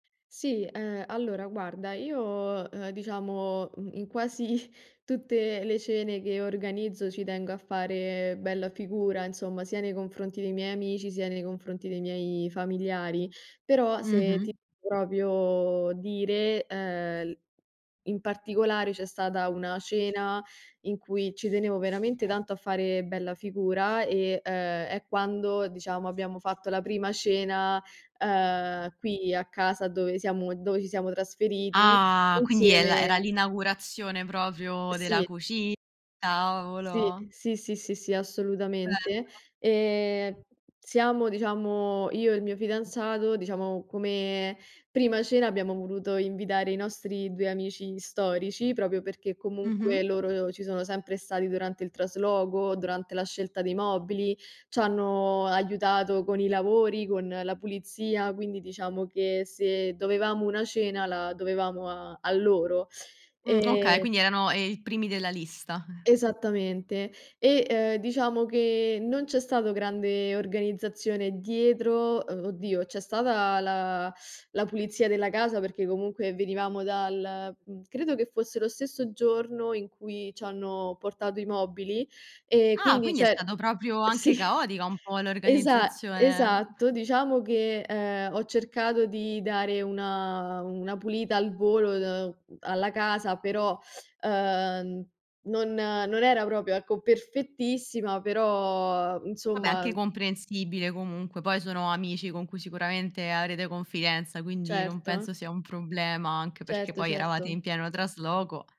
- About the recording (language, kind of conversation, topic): Italian, podcast, Come hai organizzato una cena per fare bella figura con i tuoi ospiti?
- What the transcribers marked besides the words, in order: chuckle; "proprio" said as "propio"; other background noise; chuckle; laughing while speaking: "sì"; chuckle; teeth sucking; other noise